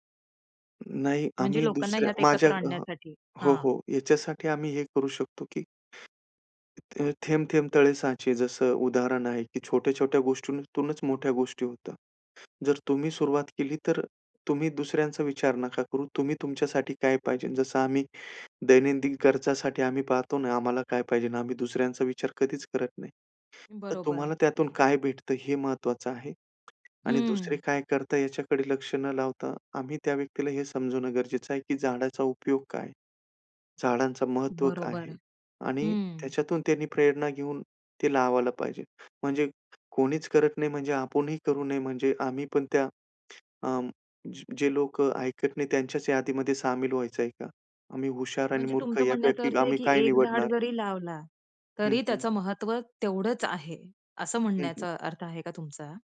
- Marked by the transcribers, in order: tapping; other background noise
- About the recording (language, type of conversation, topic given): Marathi, podcast, वृक्षलागवडीसाठी सामान्य लोक कसे हातभार लावू शकतात?